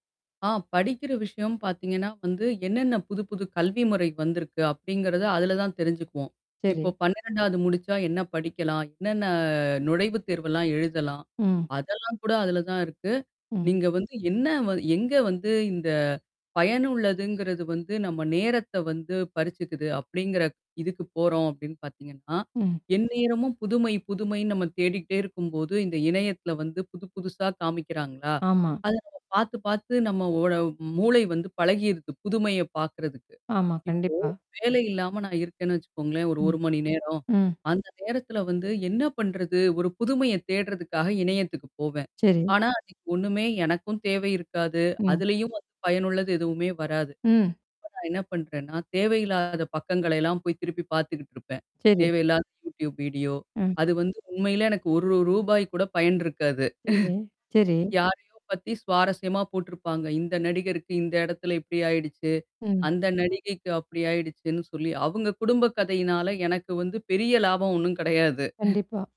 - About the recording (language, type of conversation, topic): Tamil, podcast, இணையத்தில் நேரம் செலவிடுவது உங்கள் படைப்பாற்றலுக்கு உதவுகிறதா, பாதிக்கிறதா?
- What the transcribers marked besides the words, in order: tapping; "சரி" said as "டரி"; distorted speech; static; other background noise; mechanical hum; laugh; laughing while speaking: "ஒண்ணும் கெடையாது"